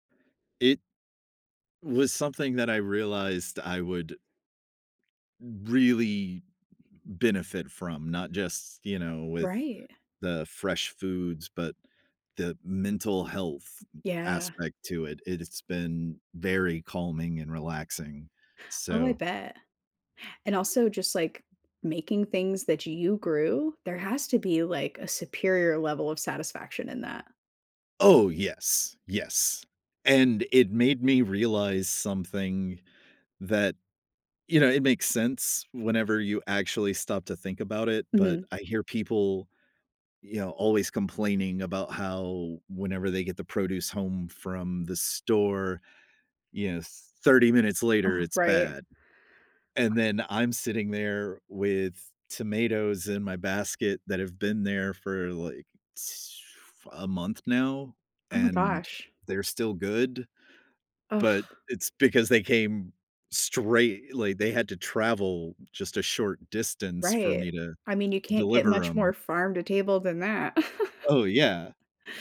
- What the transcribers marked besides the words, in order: other background noise; other noise; tapping; giggle
- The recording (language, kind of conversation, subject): English, unstructured, How can I make a meal feel more comforting?